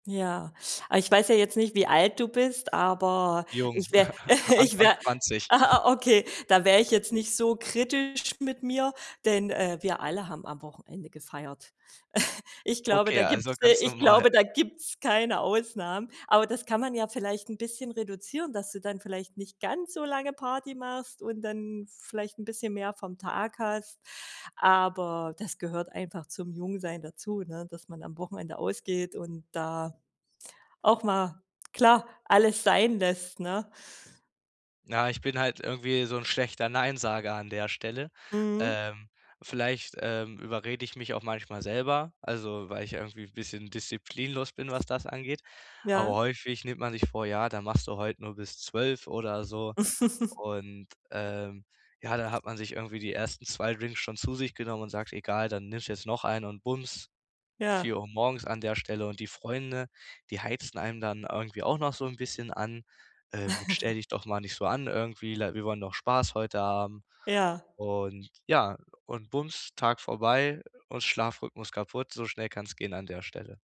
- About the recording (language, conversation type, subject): German, advice, Was kann ich tun, um regelmäßig zur gleichen Zeit ins Bett zu gehen?
- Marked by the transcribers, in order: chuckle; chuckle; joyful: "Ich glaube, da gibt's, äh ich glaube, da gibt's keine Ausnahmen"; other background noise; tapping; chuckle; chuckle